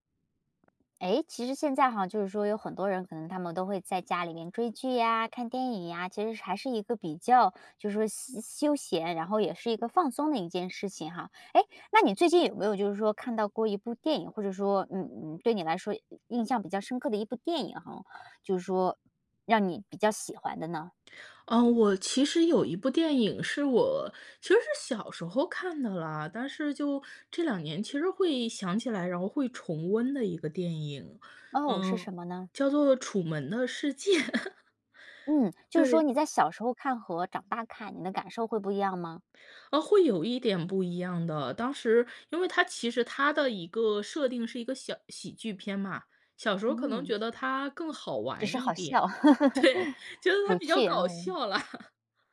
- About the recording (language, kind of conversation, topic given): Chinese, podcast, 你最喜欢的一部电影是哪一部？
- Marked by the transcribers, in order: tapping; laughing while speaking: "界"; chuckle; laughing while speaking: "对，觉得它比较搞笑啦"; chuckle